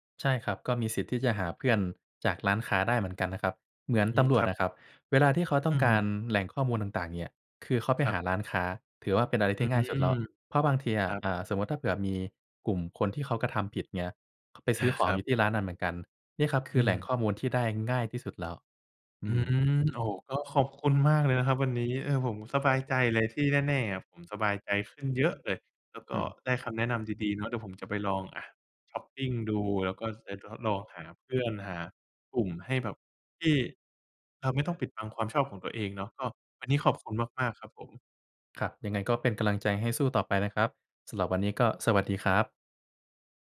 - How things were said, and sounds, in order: none
- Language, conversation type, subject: Thai, advice, คุณเคยซ่อนความชอบที่ไม่เหมือนคนอื่นเพื่อให้คนรอบตัวคุณยอมรับอย่างไร?